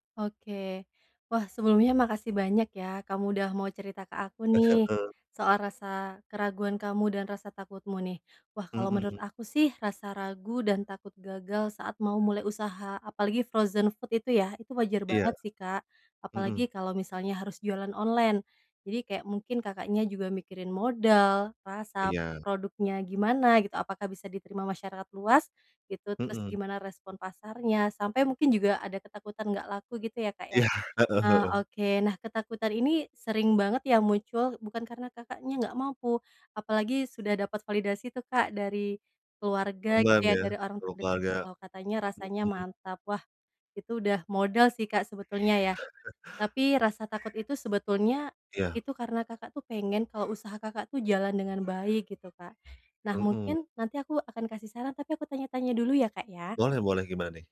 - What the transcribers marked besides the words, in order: in English: "frozen food"; laughing while speaking: "Iya"; tapping; other background noise; chuckle; background speech
- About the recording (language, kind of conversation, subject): Indonesian, advice, Bagaimana cara memulai hal baru meski masih ragu dan takut gagal?